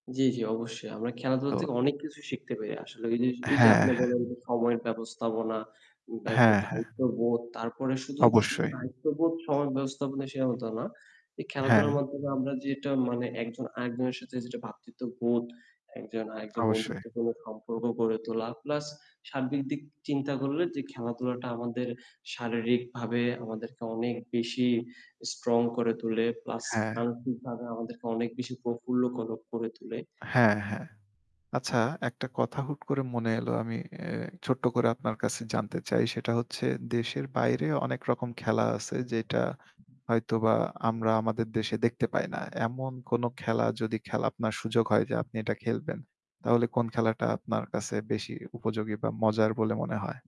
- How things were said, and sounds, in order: static; tapping
- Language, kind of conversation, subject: Bengali, unstructured, খেলাধুলা আপনার জীবনে কী প্রভাব ফেলে?